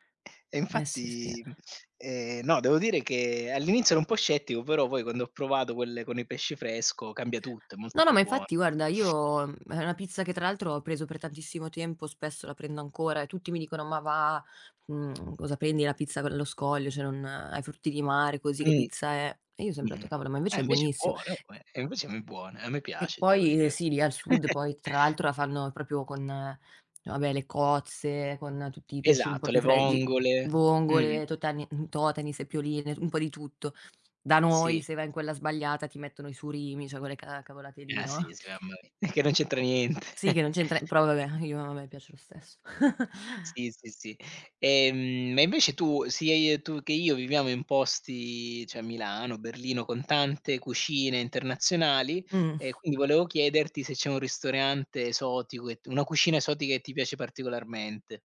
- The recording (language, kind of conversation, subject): Italian, unstructured, Qual è il tuo piatto preferito e perché?
- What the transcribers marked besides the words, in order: other background noise; tapping; chuckle; laughing while speaking: "no?"; chuckle; unintelligible speech; chuckle; chuckle